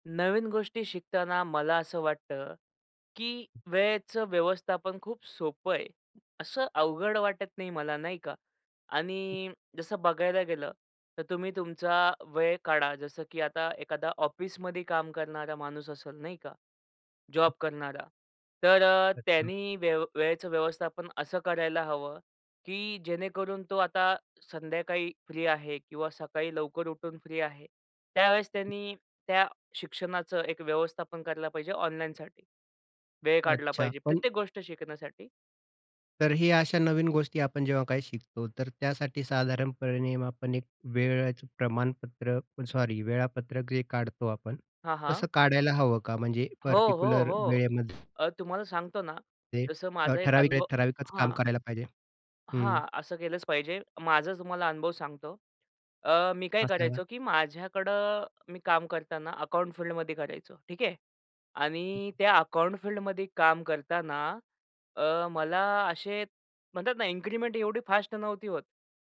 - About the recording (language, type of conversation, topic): Marathi, podcast, आजीवन शिक्षणात वेळेचं नियोजन कसं करतोस?
- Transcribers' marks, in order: other background noise; other noise; in English: "इन्क्रिमेंट"